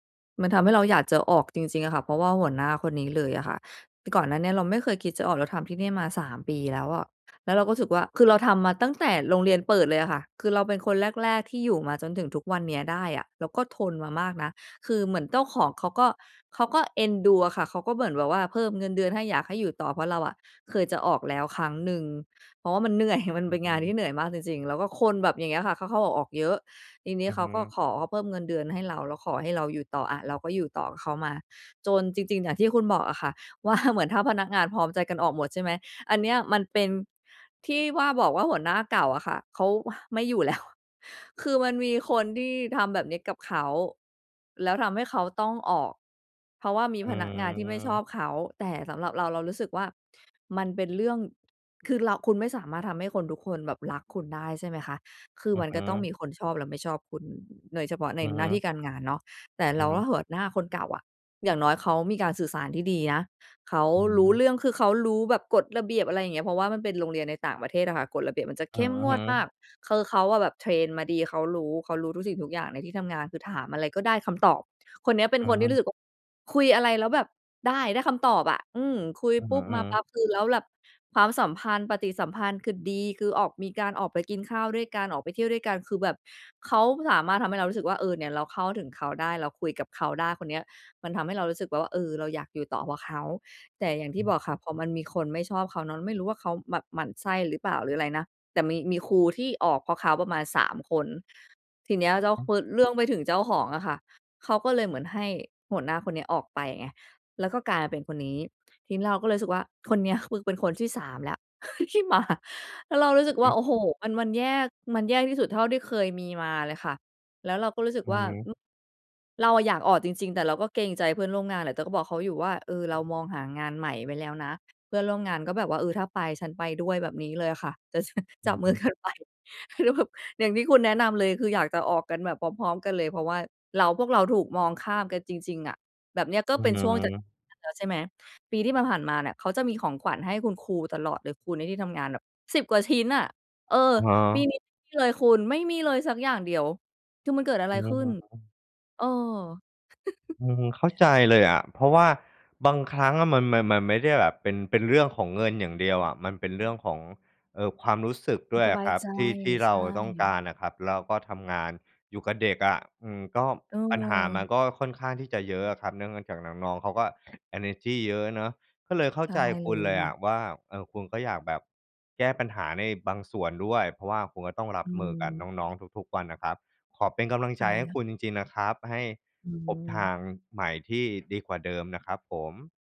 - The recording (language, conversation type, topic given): Thai, advice, ฉันควรทำอย่างไรเมื่อรู้สึกว่าถูกมองข้ามและไม่ค่อยได้รับการยอมรับในที่ทำงานและในการประชุม?
- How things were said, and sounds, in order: laughing while speaking: "ว่า"; other background noise; laughing while speaking: "ที่มา"; laughing while speaking: "จะจับมือกันไป ก็แบบอย่างที่คุณ"; chuckle